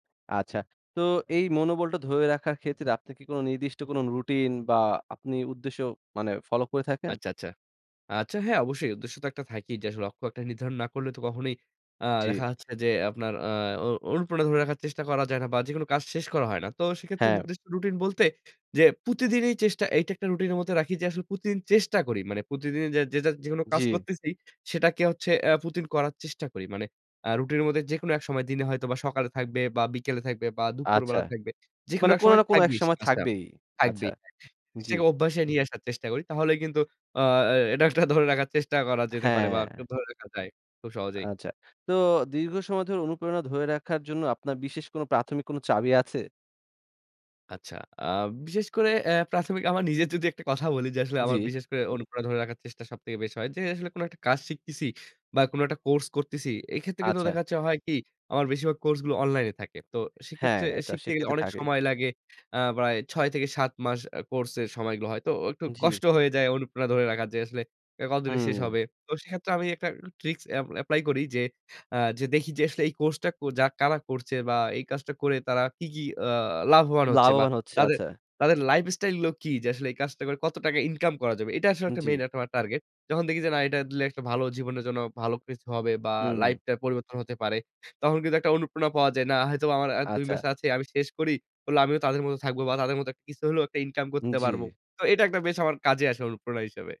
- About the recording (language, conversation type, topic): Bengali, podcast, দীর্ঘ সময় অনুপ্রেরণা ধরে রাখার কৌশল কী?
- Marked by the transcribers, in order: "প্রতিদিনই" said as "পুতিদিনি"; "প্রতিদিন" said as "পুতিদিন"; "প্রতিদিনই" said as "পতিদিনি"; "প্রতিদিন" said as "পুতিদিন"; laughing while speaking: "আমার নিজে যদি একটা কথা বলি"